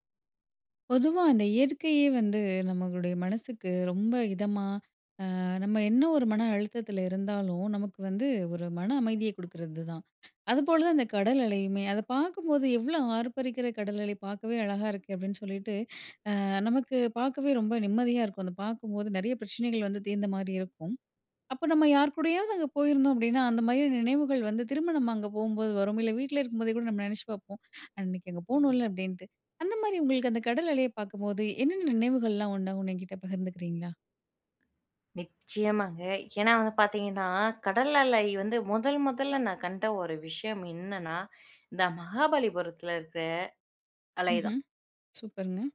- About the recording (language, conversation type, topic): Tamil, podcast, கடலின் அலையை பார்க்கும்போது உங்களுக்கு என்ன நினைவுகள் உண்டாகும்?
- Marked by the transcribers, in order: tapping